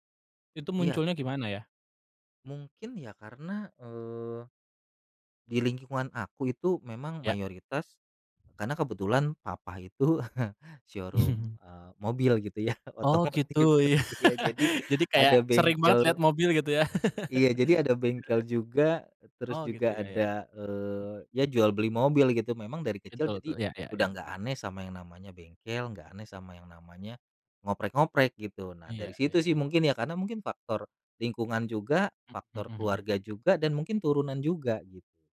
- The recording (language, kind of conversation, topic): Indonesian, podcast, Bisa ceritakan bagaimana kamu mulai tertarik dengan hobi ini?
- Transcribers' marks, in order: laughing while speaking: "itu"; chuckle; in English: "showroom"; tapping; laughing while speaking: "ya, otomotif, iya jadi"; laughing while speaking: "ya"; laugh